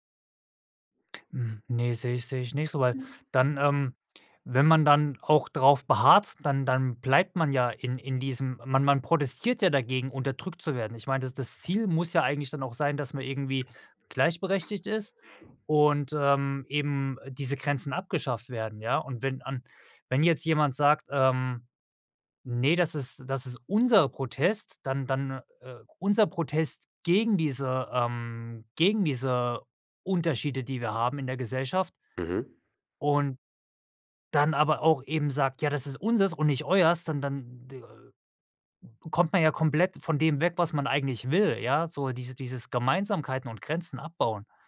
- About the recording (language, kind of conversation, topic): German, podcast, Wie gehst du mit kultureller Aneignung um?
- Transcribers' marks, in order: other background noise